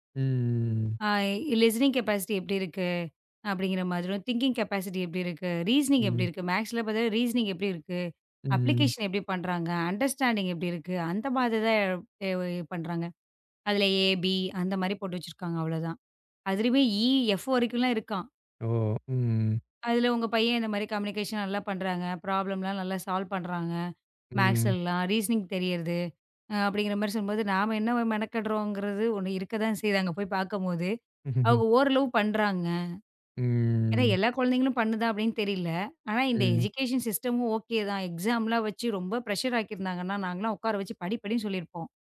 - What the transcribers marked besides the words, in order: drawn out: "ம்"; in English: "லிசனிங் கெப்பாசிட்டி"; in English: "திங்க்கிங்க் கெப்பாசிட்டி"; in English: "ரீசனிங்"; in English: "ரீசனிங்"; drawn out: "ம்"; in English: "அப்ளிகேஷன்"; in English: "அண்டர்ஸ்டேன்டிங்க்"; drawn out: "ஓ! ம்"; tapping; in English: "கம்மியூனிகேஷன்"; in English: "ப்ராப்ளம்"; in English: "சால்வ்"; in English: "ரீசனிங்"; chuckle; in English: "எஜிகேஷன் சிஸ்டம்"; drawn out: "ம்"; in English: "எக்ஸாம்"; in English: "ப்ரெஷ்ஷர்"
- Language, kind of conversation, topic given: Tamil, podcast, குழந்தைகளை படிப்பில் ஆர்வம் கொள்ளச் செய்வதில் உங்களுக்கு என்ன அனுபவம் இருக்கிறது?